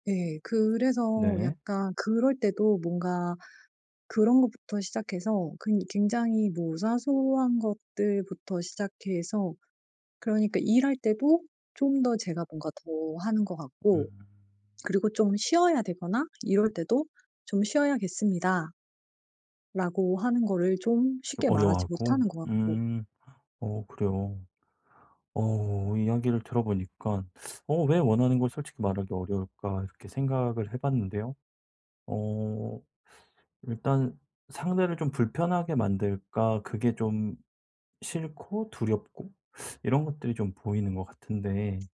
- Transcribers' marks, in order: teeth sucking; teeth sucking; teeth sucking
- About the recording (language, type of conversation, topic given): Korean, advice, 제 필요를 솔직하게 말하기 어려울 때 어떻게 표현하면 좋을까요?